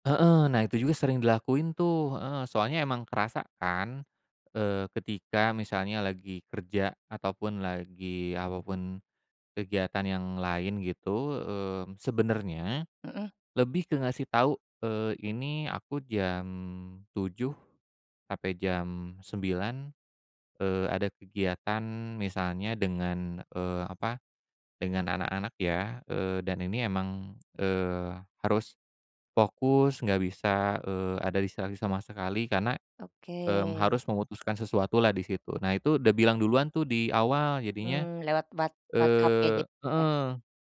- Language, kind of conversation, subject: Indonesian, podcast, Gimana cara kamu menyeimbangkan komunikasi online dan obrolan tatap muka?
- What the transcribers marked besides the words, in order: tapping; other background noise